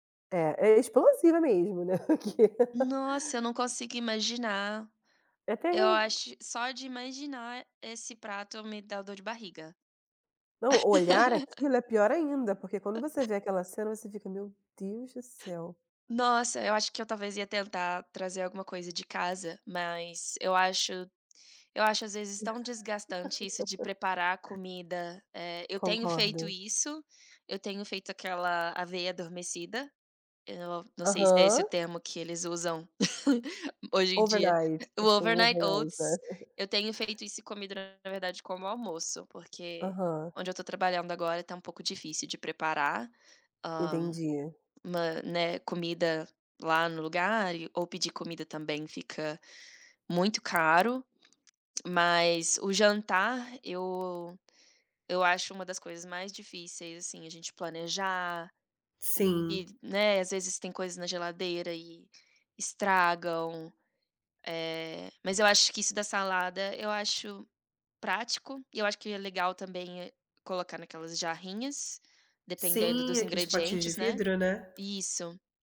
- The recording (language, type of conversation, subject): Portuguese, unstructured, Qual é a sua receita favorita para um jantar rápido e saudável?
- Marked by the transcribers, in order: laugh; laughing while speaking: "Que"; tapping; laugh; chuckle; other background noise; laugh; in English: "Overnight"; chuckle; in English: "overnight"; in English: "overnight oats"